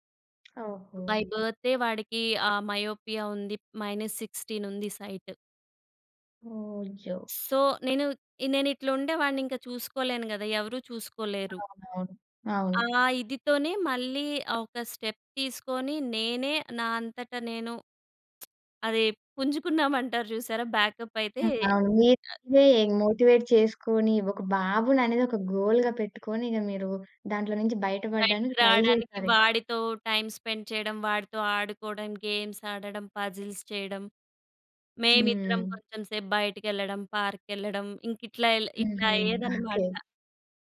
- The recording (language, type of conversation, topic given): Telugu, podcast, మీ జీవితంలో ఎదురైన ఒక ముఖ్యమైన విఫలత గురించి చెబుతారా?
- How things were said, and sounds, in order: tapping; in English: "బై"; in English: "మయోపియా"; in English: "మైనస్ సిక్స్టీన్"; in English: "సైట్"; in English: "సో"; in English: "స్టెప్"; lip smack; in English: "బ్యాకప్"; other noise; in English: "మోటివేట్"; in English: "గోల్‌గా"; in English: "ట్రై"; in English: "టైమ్ స్పెండ్"; in English: "గేమ్స్"; in English: "పజిల్స్"; in English: "పార్క్‌కెళ్ళడం"; other background noise